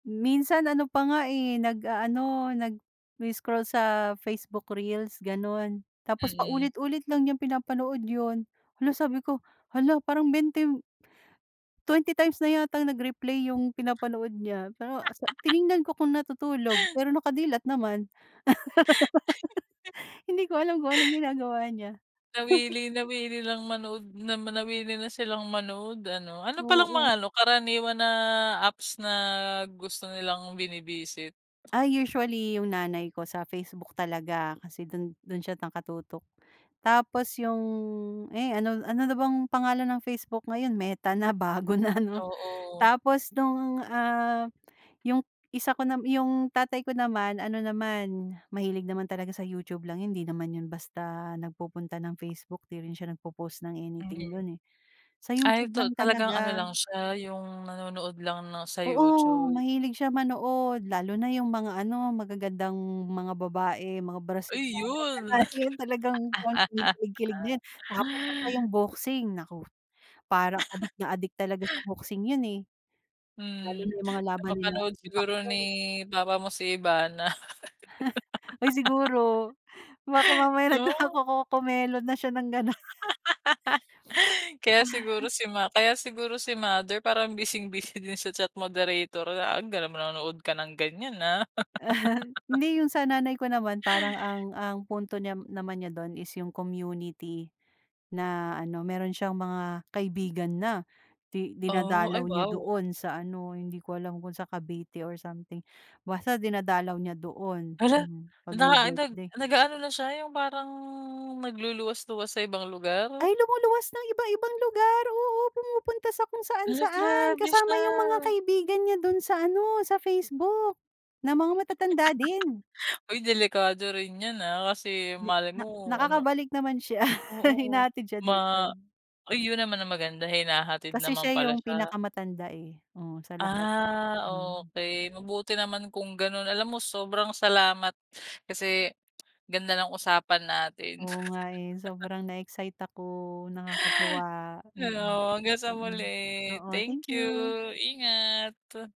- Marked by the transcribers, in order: laugh; chuckle; laugh; laugh; other background noise; tapping; laughing while speaking: "bago na"; laugh; laugh; laugh; gasp; laugh; laughing while speaking: "ganoon"; chuckle; laugh; laugh; laughing while speaking: "siya"; chuckle; breath
- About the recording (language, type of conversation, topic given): Filipino, podcast, Paano mo tinutulungan ang mga magulang mo sa paggamit ng teknolohiya?